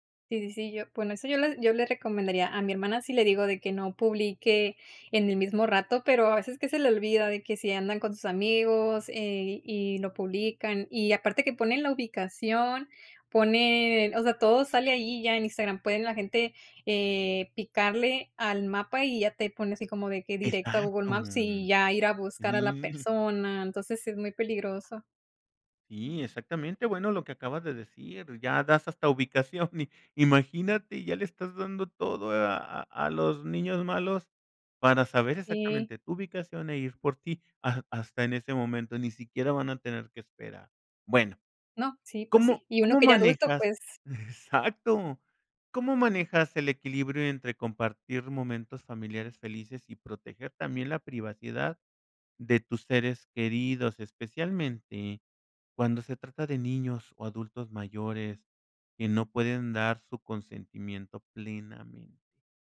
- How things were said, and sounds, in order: drawn out: "Exacto"
- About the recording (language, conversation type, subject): Spanish, podcast, ¿Qué límites pones al compartir información sobre tu familia en redes sociales?